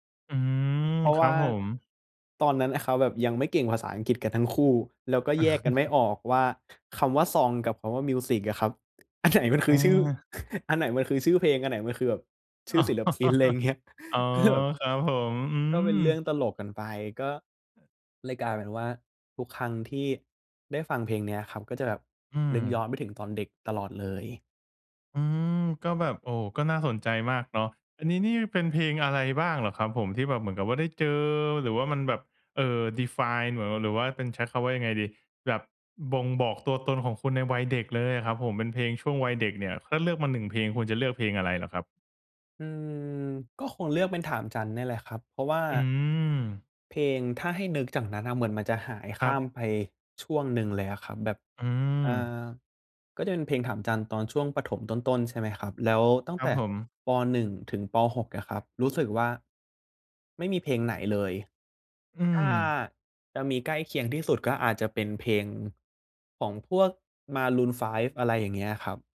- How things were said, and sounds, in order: chuckle; in English: "ซอง"; tapping; other background noise; chuckle; in English: "define"
- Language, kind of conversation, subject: Thai, podcast, มีเพลงไหนที่ฟังแล้วกลายเป็นเพลงประจำช่วงหนึ่งของชีวิตคุณไหม?